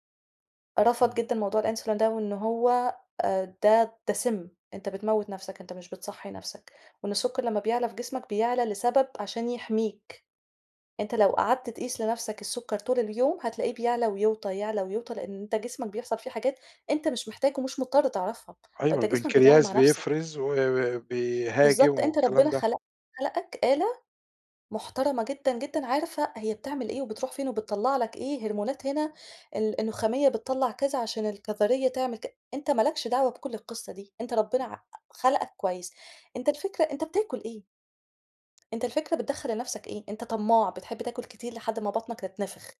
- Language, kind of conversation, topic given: Arabic, podcast, مين الشخص اللي غيّر حياتك بشكل غير متوقّع؟
- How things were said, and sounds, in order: other background noise